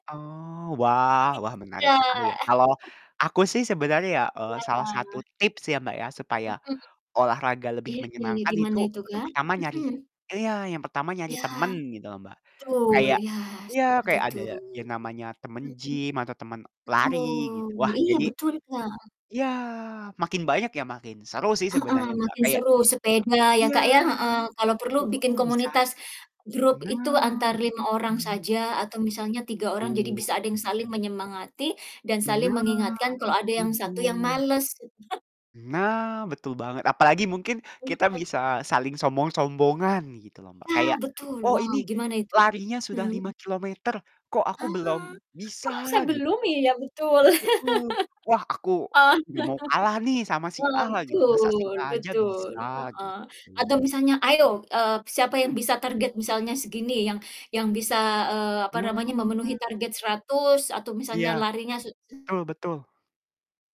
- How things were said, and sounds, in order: laugh; other background noise; distorted speech; drawn out: "Nah"; laugh; laugh
- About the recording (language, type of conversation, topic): Indonesian, unstructured, Mengapa banyak orang malas berolahraga padahal mereka tahu kesehatan itu penting?